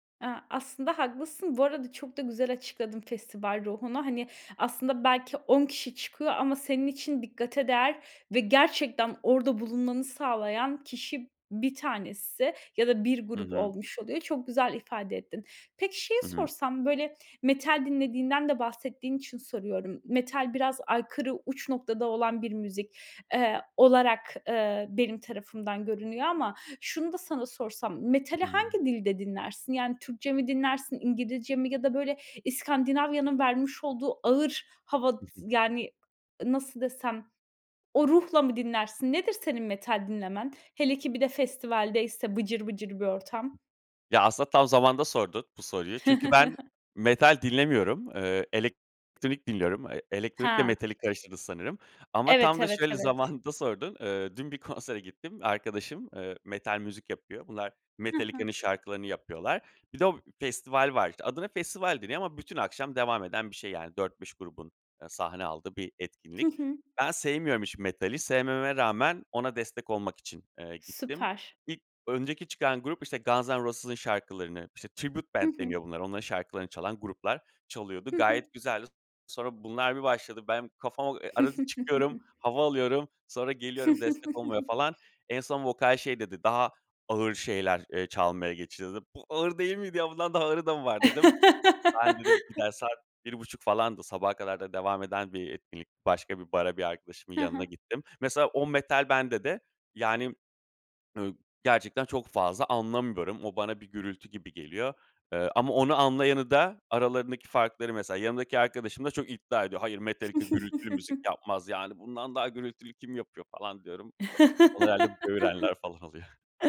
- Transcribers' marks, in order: other background noise; chuckle; chuckle; laughing while speaking: "zamanında"; in English: "Tribute Band"; chuckle; chuckle; put-on voice: "Daha ağır şeyler, eee, çalmaya geçiyoruz"; put-on voice: "Bu ağır değil miydi ya, bundan daha ağırı da mı var?"; laugh; put-on voice: "Hayır, Metallica gürültülü müzik yapmaz. Yani, bundan daha gürültülü kim yapıyor?"; chuckle; laugh
- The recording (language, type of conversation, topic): Turkish, podcast, Seni en çok etkileyen konser anın nedir?